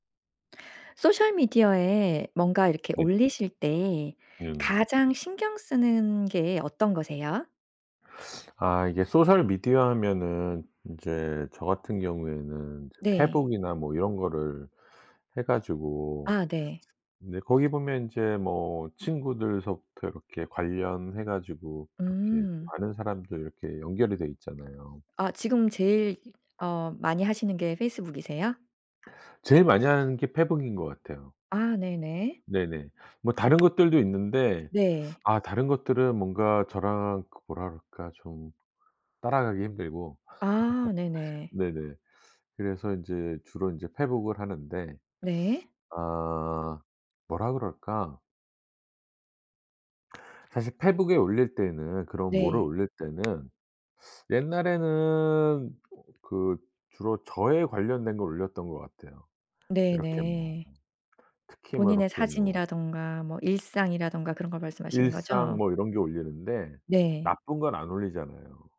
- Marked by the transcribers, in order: in English: "소셜 미디어"; tapping; other background noise; laugh
- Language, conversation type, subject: Korean, podcast, 소셜 미디어에 게시할 때 가장 신경 쓰는 점은 무엇인가요?